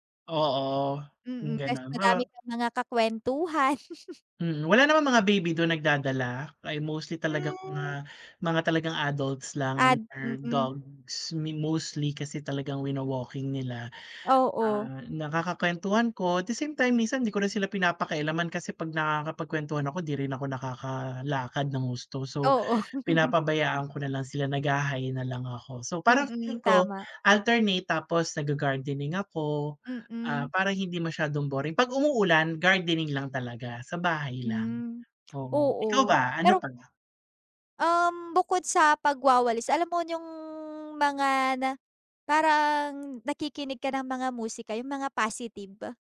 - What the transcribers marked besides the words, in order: tapping; chuckle; chuckle; "yung" said as "nyung"
- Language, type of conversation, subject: Filipino, unstructured, Paano mo sinisimulan ang araw para manatiling masigla?